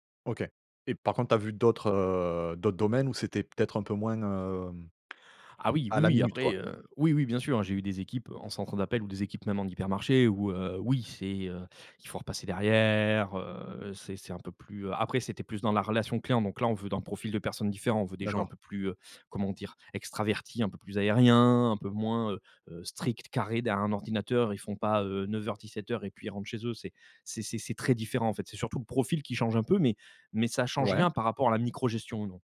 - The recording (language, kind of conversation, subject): French, podcast, Comment déléguer sans microgérer ?
- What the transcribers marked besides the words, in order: none